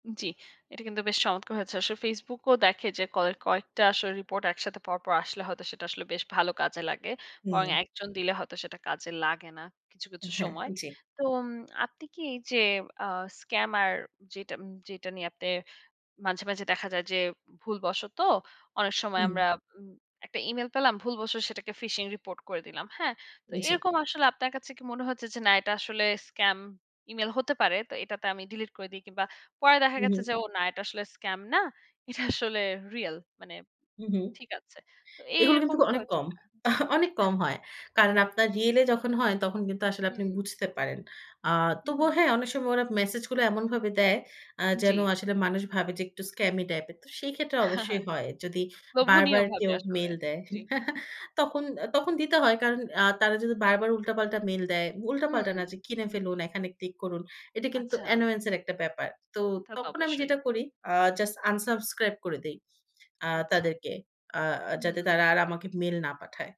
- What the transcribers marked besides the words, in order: tapping; laughing while speaking: "এটা আসলে"; chuckle; chuckle; chuckle
- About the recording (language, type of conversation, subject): Bengali, podcast, নেট স্ক্যাম চিনতে তোমার পদ্ধতি কী?